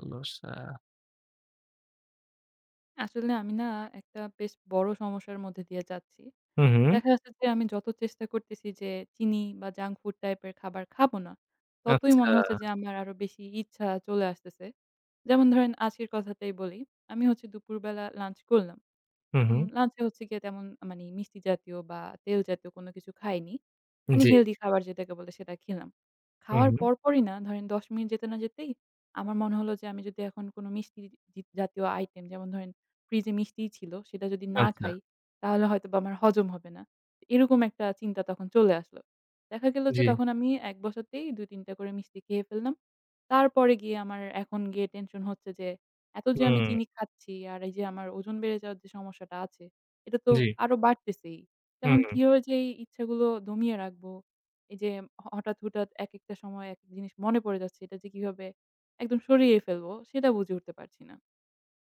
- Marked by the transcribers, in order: in English: "junk food type"
- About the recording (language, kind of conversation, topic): Bengali, advice, চিনি বা অস্বাস্থ্যকর খাবারের প্রবল লালসা কমাতে না পারা